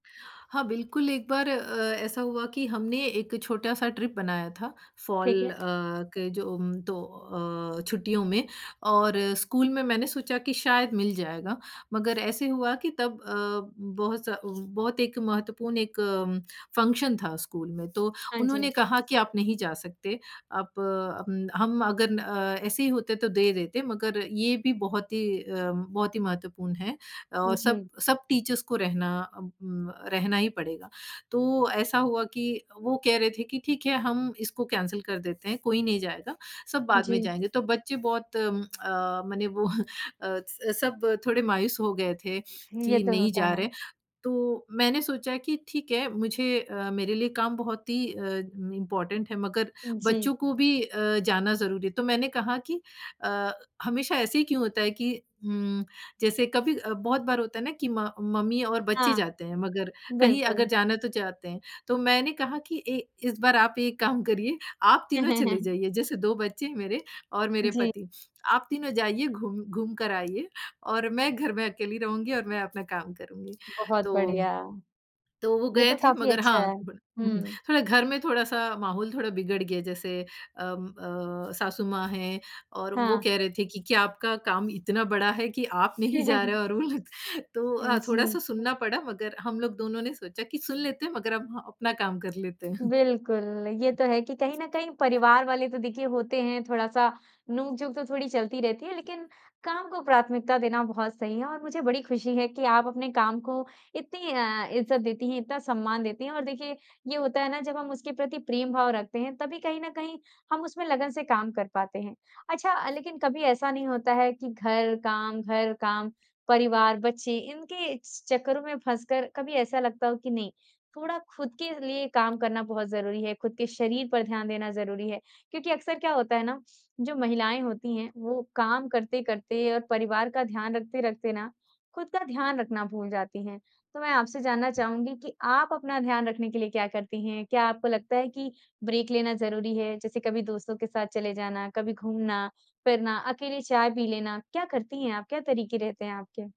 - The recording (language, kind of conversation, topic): Hindi, podcast, आप काम और परिवार के बीच संतुलन कैसे बनाए रखते हैं?
- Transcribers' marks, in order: in English: "ट्रिप"; in English: "फॉल"; in English: "फंक्शन"; other background noise; "अगर" said as "अगन"; in English: "टीचर्स"; in English: "कैंसल"; chuckle; in English: "इम्पॉर्टेंट"; laughing while speaking: "काम करिए"; chuckle; laughing while speaking: "वो लोग"; chuckle; in English: "ब्रेक"